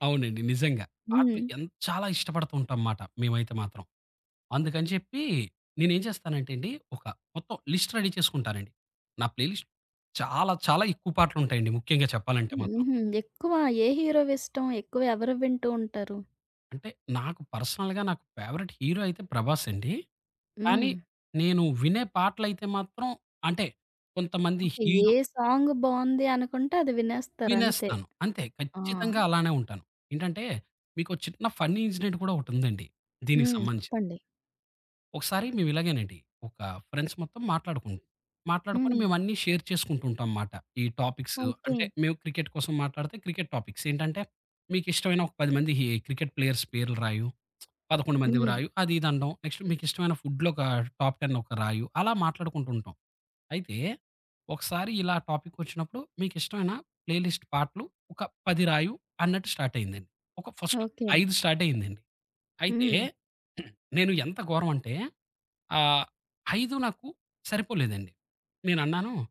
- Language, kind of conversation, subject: Telugu, podcast, నువ్వు ఇతరులతో పంచుకునే పాటల జాబితాను ఎలా ప్రారంభిస్తావు?
- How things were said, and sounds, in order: in English: "లిస్ట్ రెడీ"; in English: "ప్లేలిస్ట్"; in English: "హీరోవి"; in English: "పర్సనల్‌గా"; in English: "ఫేవరైట్ హీరో"; in English: "హీరో"; in English: "సాంగ్"; tapping; in English: "ఫన్నీ ఇన్సిడెంట్"; in English: "ఫ్రెండ్స్"; in English: "షేర్"; in English: "టాపిక్స్"; in English: "టాపిక్స్"; in English: "ప్లేయర్స్"; other background noise; in English: "నెక్స్ట్"; in English: "ఫుడ్‌లో"; in English: "టాప్ టెన్"; in English: "టాపిక్"; in English: "ప్లే లిస్ట్"; in English: "స్టార్ట్"; in English: "ఫర్స్ట్"; in English: "స్టార్ట్"; throat clearing